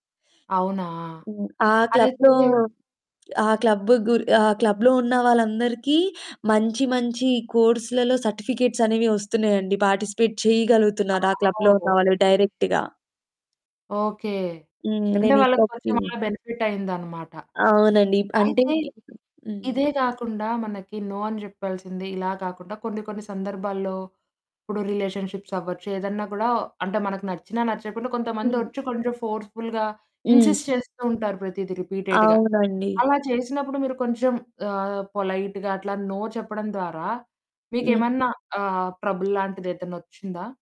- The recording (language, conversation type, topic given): Telugu, podcast, మీరు మాటలతో కాకుండా నిశ్శబ్దంగా “లేదు” అని చెప్పిన సందర్భం ఏమిటి?
- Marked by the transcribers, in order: other background noise; in English: "క్లబ్‌లో"; in English: "క్లబ్"; in English: "క్లబ్‌లో"; in English: "కోర్స్‌లలో సర్టిఫికేట్స్"; in English: "పార్టిసిపేట్"; in English: "క్లబ్‌లో"; distorted speech; in English: "డైరెక్ట్‌గా"; static; in English: "బెనిఫిట్"; in English: "నో"; in English: "రిలేషన్షిప్స్"; in English: "ఫోర్స్ఫుల్‌గా ఇన్సిస్ట్"; in English: "రిపీటెడ్‌గా"; in English: "పొలైట్‌గా"; in English: "నో"; in English: "ట్రబుల్"